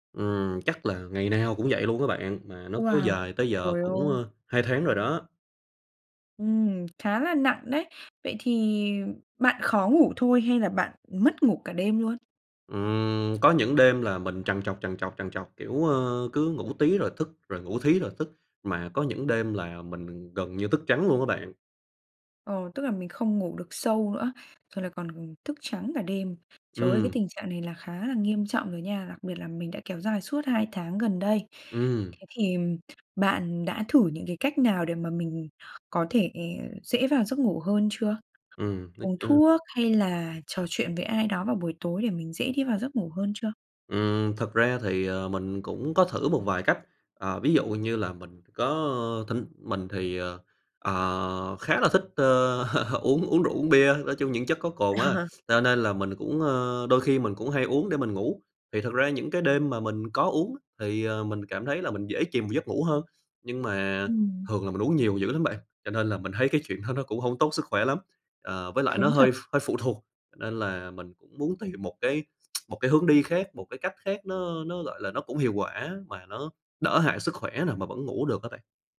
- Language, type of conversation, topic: Vietnamese, advice, Bạn khó ngủ vì lo lắng và suy nghĩ về tương lai phải không?
- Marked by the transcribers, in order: tapping; other background noise; laughing while speaking: "ơ"; laughing while speaking: "Ờ"